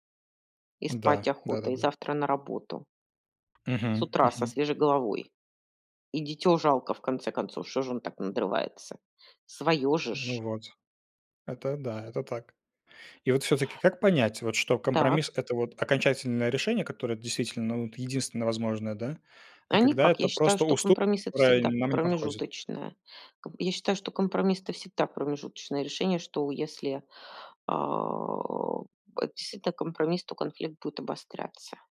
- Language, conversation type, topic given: Russian, unstructured, Что для тебя значит компромисс?
- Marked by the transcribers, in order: tapping